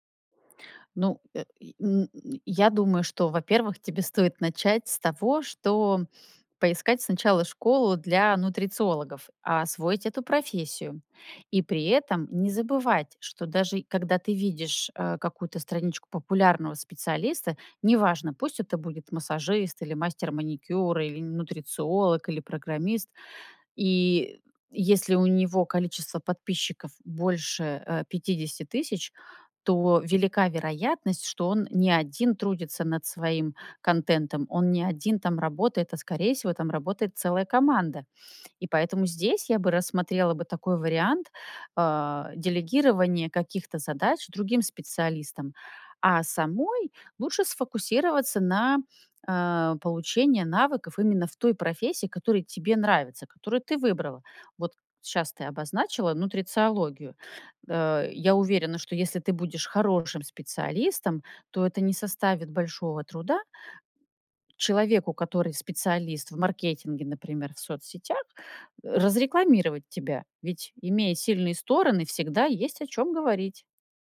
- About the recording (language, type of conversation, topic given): Russian, advice, Как вы планируете сменить карьеру или профессию в зрелом возрасте?
- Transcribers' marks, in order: tapping